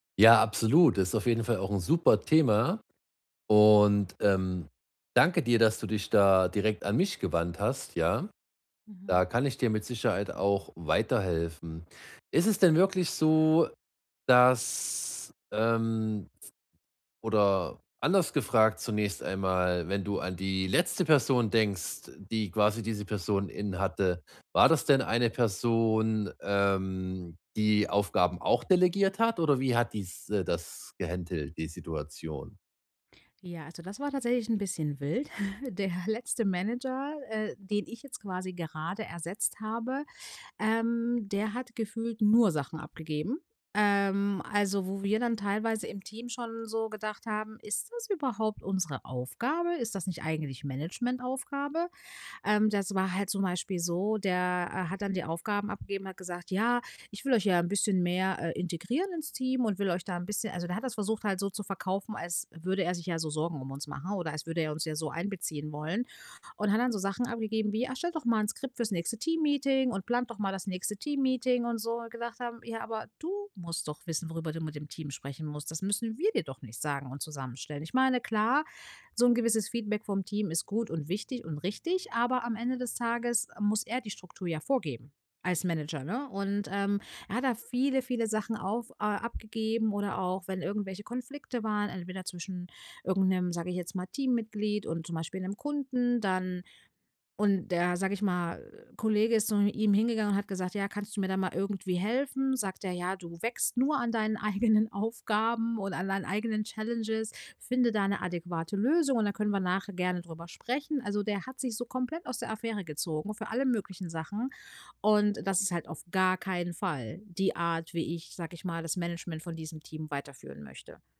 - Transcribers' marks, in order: chuckle; laughing while speaking: "Der"; stressed: "nur"; put-on voice: "Ist das überhaupt unsere Aufgabe?"; put-on voice: "erstellt doch mal 'n Skript … das nächste Teammeeting"; stressed: "du"; stressed: "wir"; unintelligible speech; laughing while speaking: "eigenen"; in English: "Challenges"; stressed: "gar keinen Fall"
- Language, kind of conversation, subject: German, advice, Wie kann ich Aufgaben effektiv an andere delegieren?